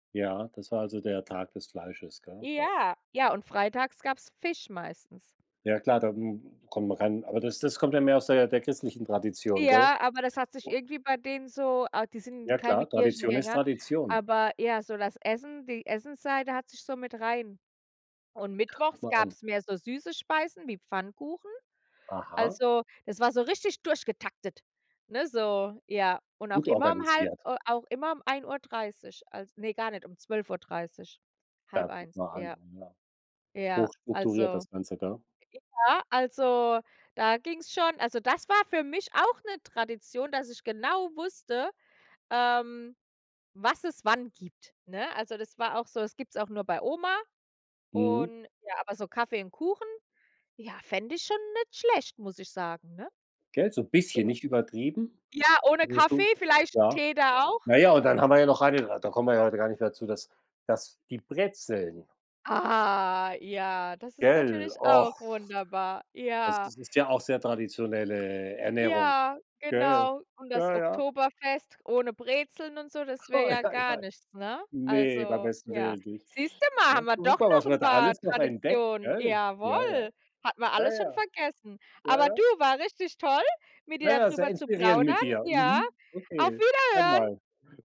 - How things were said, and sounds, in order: unintelligible speech; other background noise; unintelligible speech; drawn out: "Ah"; groan; drawn out: "Ja"; laughing while speaking: "Oh, ei, ei"; chuckle
- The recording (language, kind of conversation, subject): German, unstructured, Welche Tradition aus deiner Kultur findest du besonders schön?